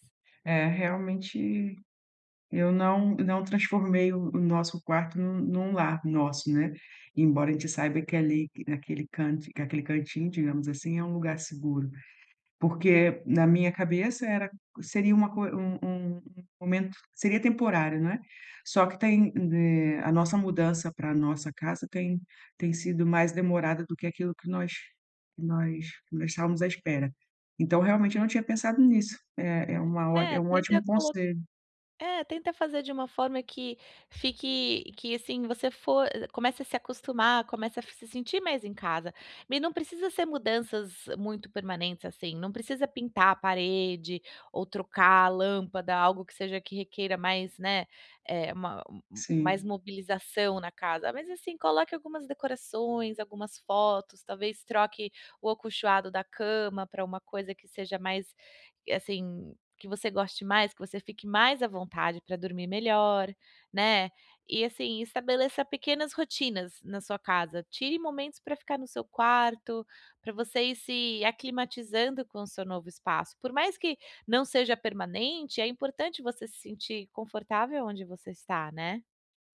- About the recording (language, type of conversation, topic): Portuguese, advice, Como posso me sentir em casa em um novo espaço depois de me mudar?
- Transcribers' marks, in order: tapping